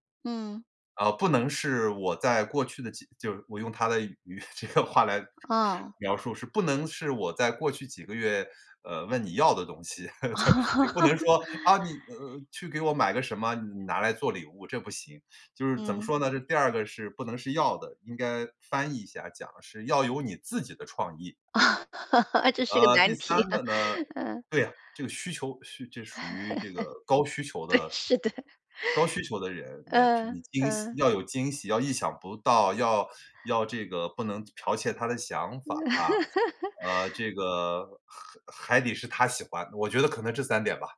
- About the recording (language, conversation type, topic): Chinese, advice, 我该怎么挑选既合适又有意义的礼物？
- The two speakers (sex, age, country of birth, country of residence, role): female, 50-54, China, United States, advisor; male, 45-49, China, United States, user
- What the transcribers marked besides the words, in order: laughing while speaking: "这个话来 描述"; laugh; other background noise; laughing while speaking: "哦"; laughing while speaking: "这是个难题啊"; laughing while speaking: "对，是的"